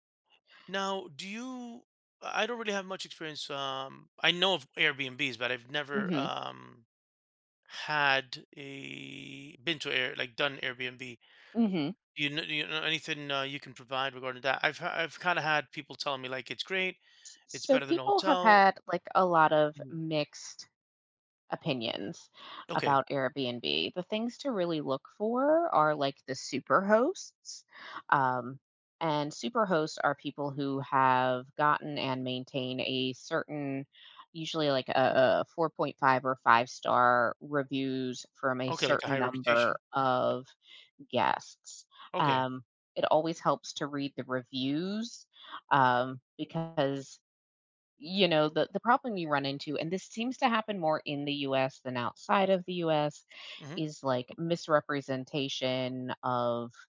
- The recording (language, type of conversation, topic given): English, advice, How can I plan a meaningful surprise?
- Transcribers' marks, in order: other background noise